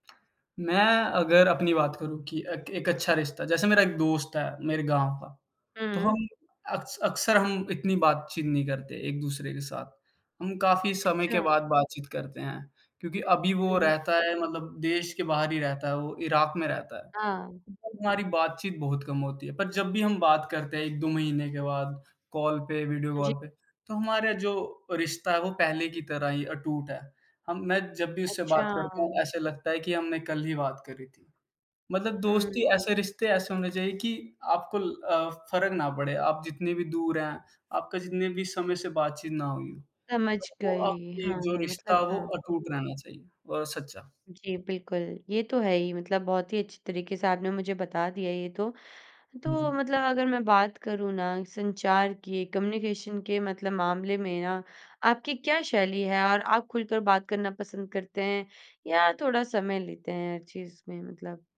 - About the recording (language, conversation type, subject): Hindi, podcast, नए सिरे से रिश्ता बनाने की शुरुआत करने के लिए पहला कदम क्या होना चाहिए?
- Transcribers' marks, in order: tapping; unintelligible speech; in English: "कम्युनिकेशन"